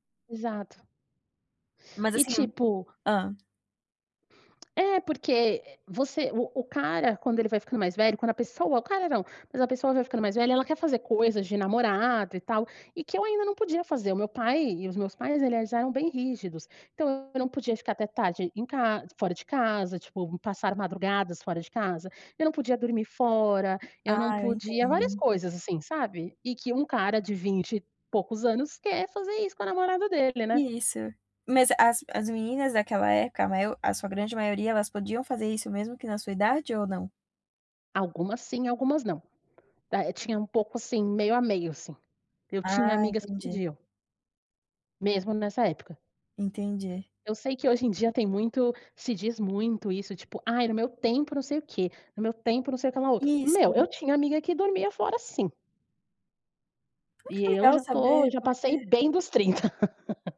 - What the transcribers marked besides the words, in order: tapping; other background noise; laugh
- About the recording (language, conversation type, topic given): Portuguese, podcast, Que faixa marcou seu primeiro amor?